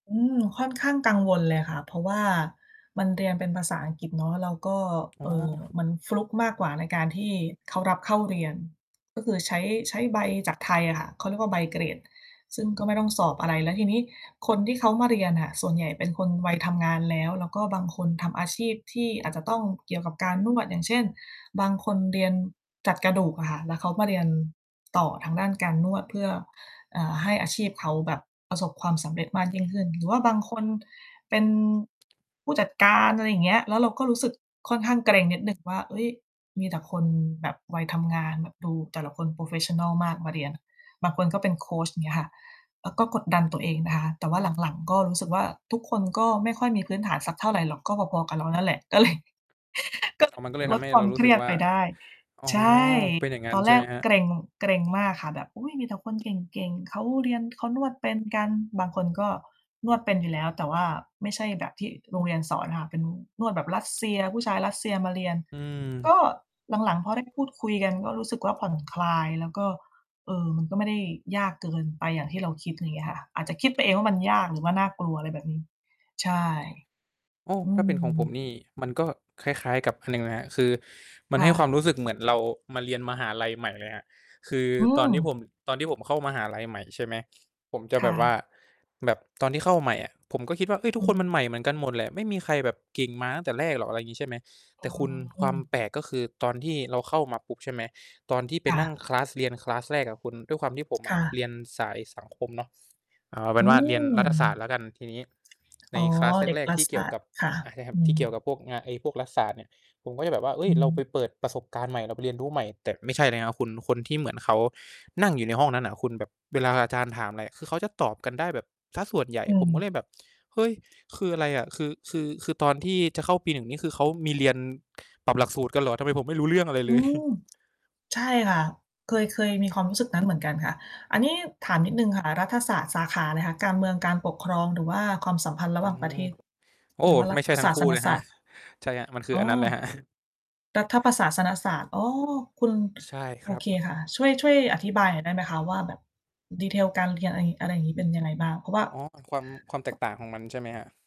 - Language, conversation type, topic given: Thai, unstructured, การเรียนรู้สิ่งใหม่ทำให้คุณรู้สึกอย่างไร?
- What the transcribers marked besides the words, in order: distorted speech; tapping; mechanical hum; in English: "โพรเฟสชันนัล"; laughing while speaking: "ก็เลย"; in English: "คลาส"; in English: "คลาส"; in English: "คลาส"; chuckle; static; chuckle; chuckle; other background noise